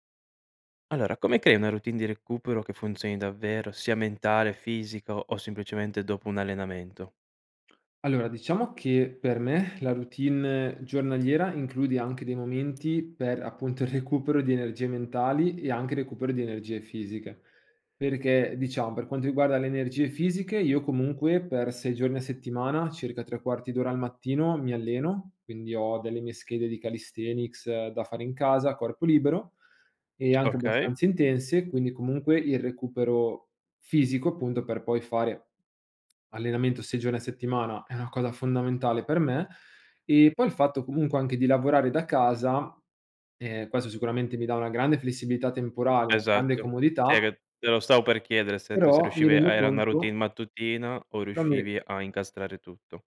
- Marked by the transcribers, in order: tapping; "avere" said as "ere"
- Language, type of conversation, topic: Italian, podcast, Come creare una routine di recupero che funzioni davvero?